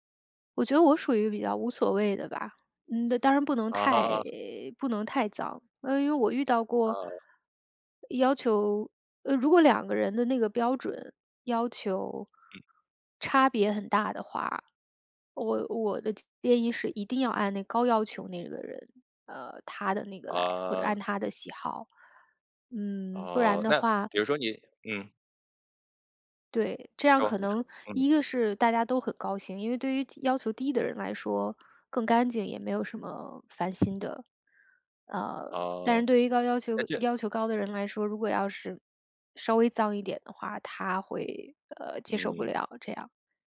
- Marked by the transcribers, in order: other background noise
- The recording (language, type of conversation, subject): Chinese, podcast, 在家里应该怎样更公平地分配家务？